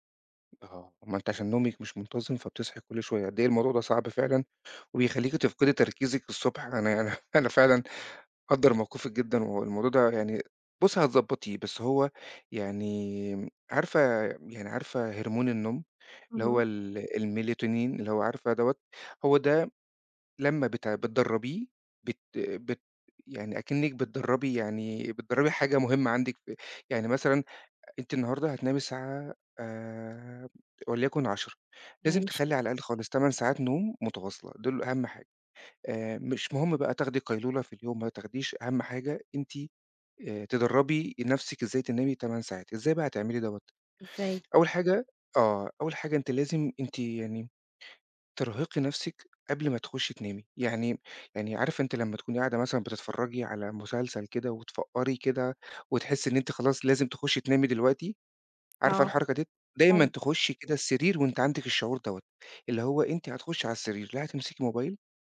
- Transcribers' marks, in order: sniff
- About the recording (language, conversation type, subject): Arabic, advice, إزاي القيلولات المتقطعة بتأثر على نومي بالليل؟